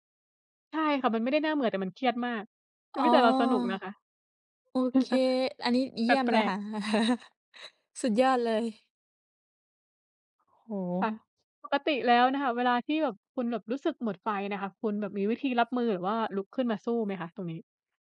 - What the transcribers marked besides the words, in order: chuckle; other background noise
- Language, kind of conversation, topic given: Thai, unstructured, อะไรที่ทำให้คุณรู้สึกหมดไฟกับงาน?